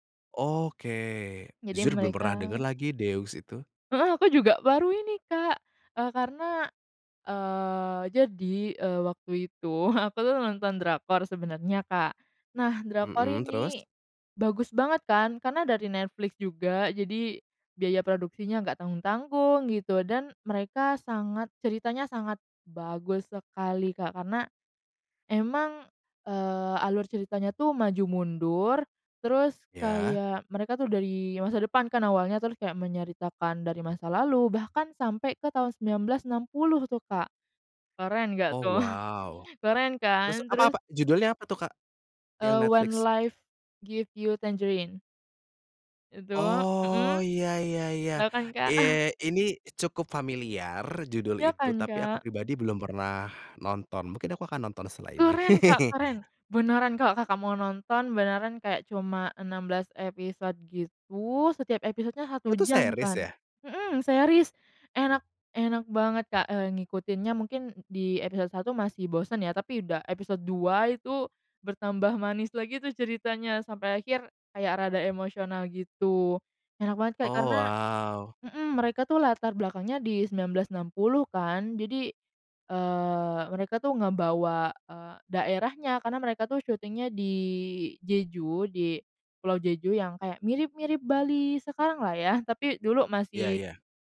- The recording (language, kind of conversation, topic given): Indonesian, podcast, Apa lagu yang selalu bikin kamu semangat, dan kenapa?
- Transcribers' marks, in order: joyful: "Heeh, aku juga baru ini, Kak"; laughing while speaking: "aku"; stressed: "bagus sekali"; laughing while speaking: "tuh"; chuckle; joyful: "Keren, Kak, keren!"; laugh; in English: "series"; in English: "series"